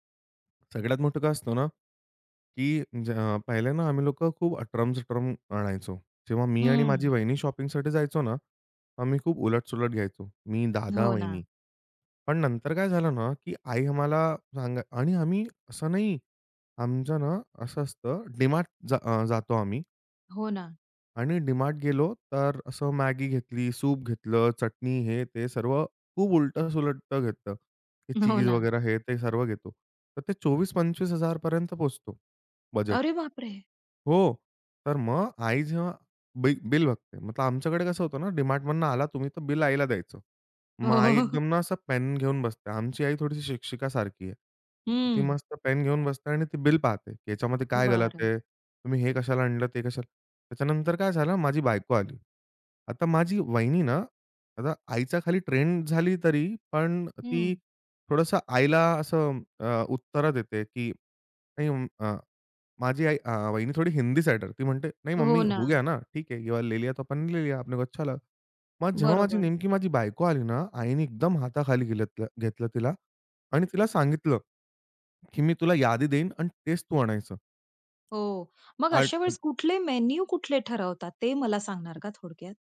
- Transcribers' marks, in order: surprised: "अरे बापरे!"; laughing while speaking: "हो, हो, हो, हो, हो"; in Hindi: "नही मम्मी, हो गया ना … को अच्छा लगा"; tapping
- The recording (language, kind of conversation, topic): Marathi, podcast, बजेटच्या मर्यादेत स्वादिष्ट जेवण कसे बनवता?